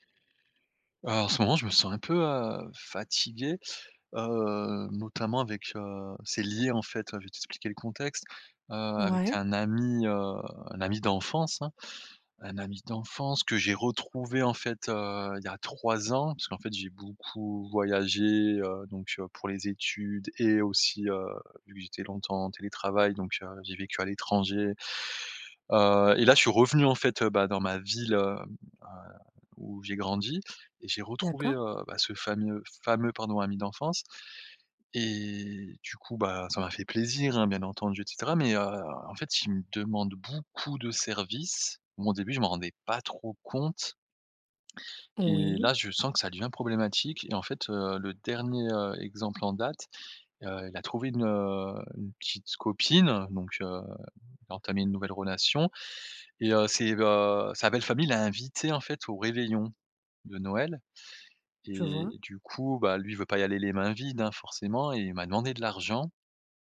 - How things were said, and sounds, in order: "fameux-" said as "famieux"
- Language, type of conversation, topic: French, advice, Comment puis-je poser des limites personnelles saines avec un ami qui m'épuise souvent ?